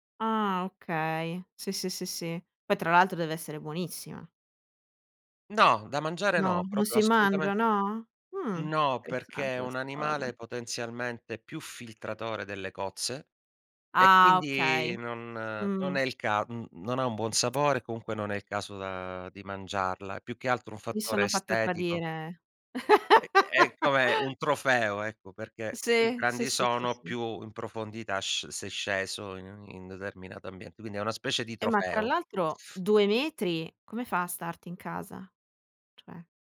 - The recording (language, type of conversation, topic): Italian, podcast, Quale attività ti fa perdere la cognizione del tempo?
- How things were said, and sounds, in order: "proprio" said as "propio"; tsk; chuckle